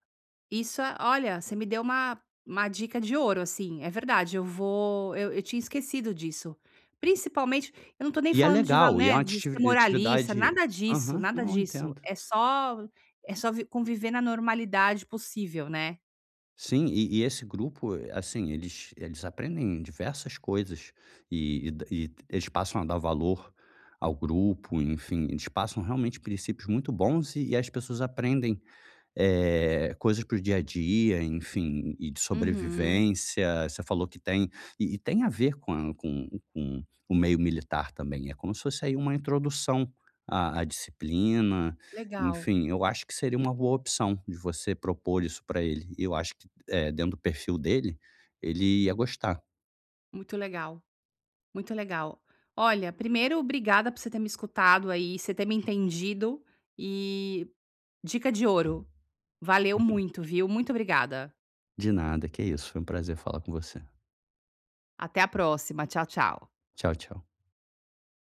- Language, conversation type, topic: Portuguese, advice, Como podemos lidar quando discordamos sobre educação e valores?
- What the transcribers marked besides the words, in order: none